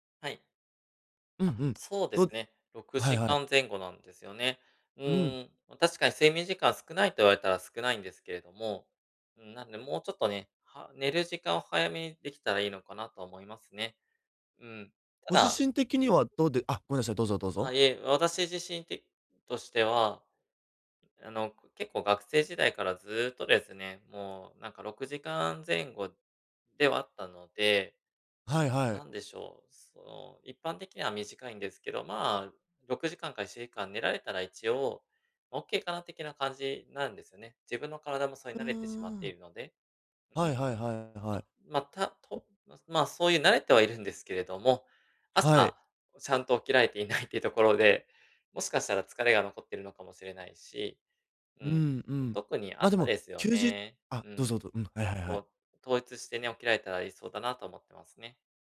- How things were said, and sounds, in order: unintelligible speech; unintelligible speech; laughing while speaking: "いない"
- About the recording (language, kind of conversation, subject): Japanese, advice, 毎日同じ時間に寝起きする習慣をどうすれば身につけられますか？
- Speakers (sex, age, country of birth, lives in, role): male, 20-24, Japan, Japan, advisor; male, 35-39, Japan, Japan, user